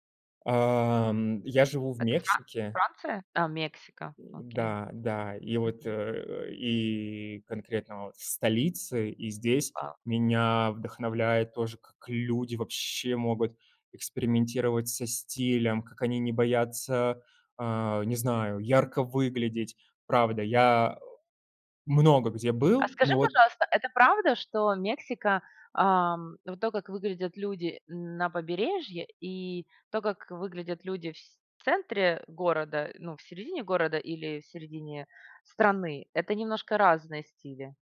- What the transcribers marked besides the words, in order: tapping
- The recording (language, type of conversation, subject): Russian, podcast, Как одежда помогает тебе выражать себя?